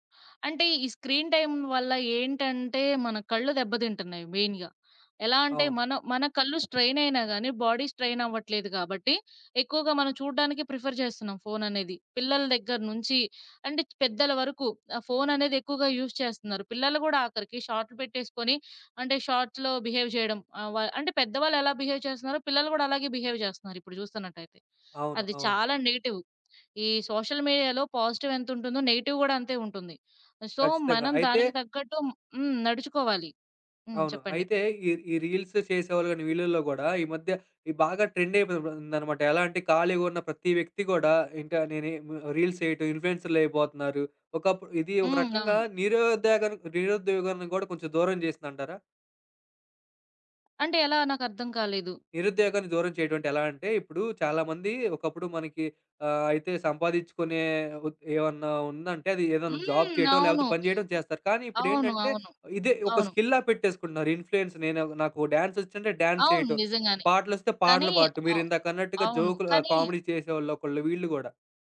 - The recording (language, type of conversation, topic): Telugu, podcast, షార్ట్ వీడియోలు ప్రజల వినోద రుచిని ఎలా మార్చాయి?
- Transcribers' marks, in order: in English: "స్క్రీన్‌టైమ్"; in English: "మెయిన్‌గా"; other background noise; in English: "బాడీ"; in English: "ప్రిఫర్"; in English: "యూజ్"; in English: "షార్ట్స్‌లో బిహేవ్"; in English: "బిహేవ్"; in English: "బిహేవ్"; in English: "నెగెటివ్"; in English: "సోషల్ మీడియా‌లో పాజిటివ్"; in English: "నెగెటివ్"; in English: "సో"; in English: "రీల్స్"; in English: "రీల్స్"; in English: "ఇన్‌ఫ్లూయెసర్‌లయిపోతున్నారు"; in English: "జాబ్"; in English: "స్కిల్"; in English: "ఇన్ఫ్‌ఫ్లూయెన్స్"; in English: "డాన్స్"; in English: "డాన్స్"; in English: "కామెడీ"